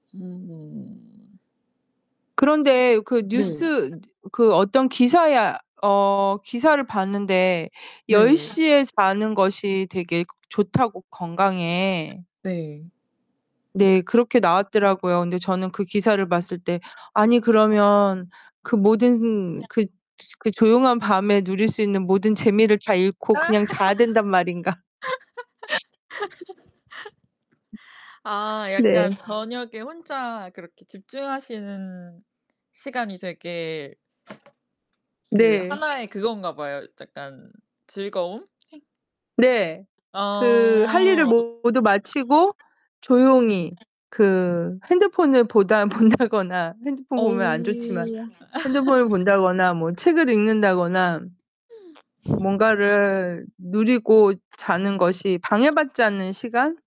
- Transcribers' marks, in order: background speech; other background noise; unintelligible speech; other noise; tapping; laugh; laugh; distorted speech; laughing while speaking: "본다거나"; laugh
- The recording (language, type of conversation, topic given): Korean, unstructured, 아침형 인간과 저녁형 인간 중 어느 쪽이 더 좋으신가요?